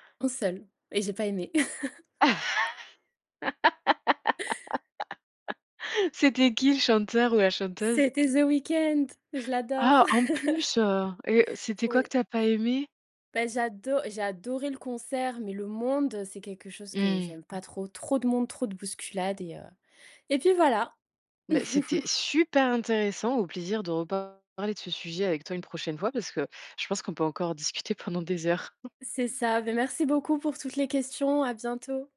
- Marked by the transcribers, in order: chuckle; laugh; chuckle; stressed: "monde"; stressed: "super"; chuckle; other background noise; tapping
- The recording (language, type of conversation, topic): French, podcast, Quelle découverte musicale a changé ta playlist ?